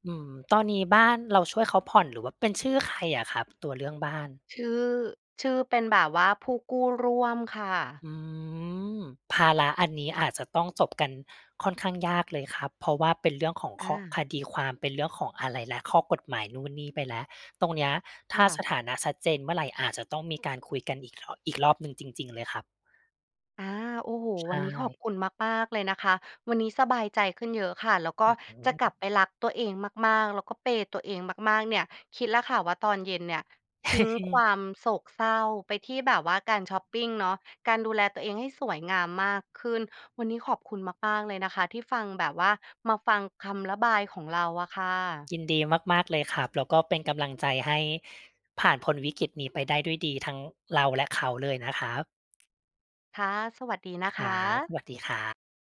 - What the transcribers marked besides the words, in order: drawn out: "อืม"; in English: "เพย์"; laugh; tapping
- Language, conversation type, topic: Thai, advice, จะรับมืออย่างไรเมื่อคู่ชีวิตขอพักความสัมพันธ์และคุณไม่รู้จะทำอย่างไร